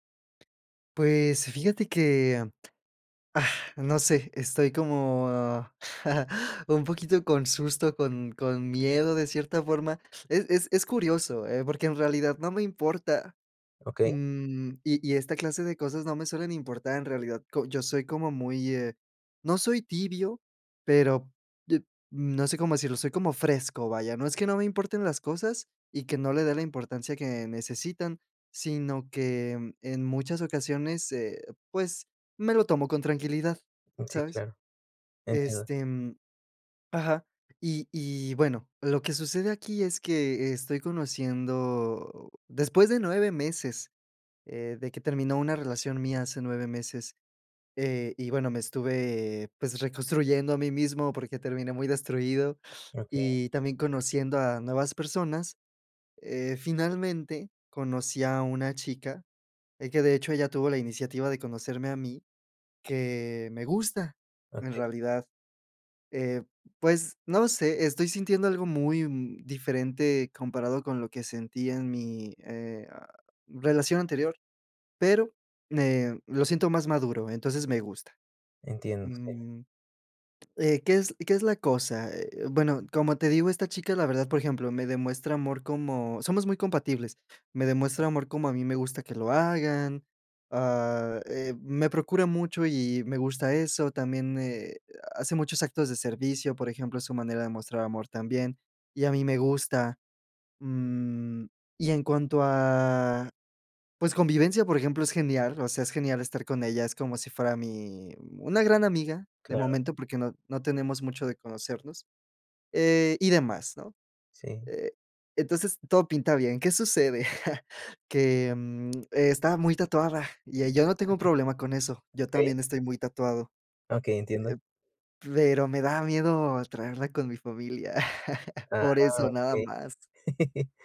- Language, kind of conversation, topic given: Spanish, advice, ¿Cómo puedo tomar decisiones personales sin dejarme guiar por las expectativas de los demás?
- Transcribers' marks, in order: tapping; chuckle; other noise; chuckle; chuckle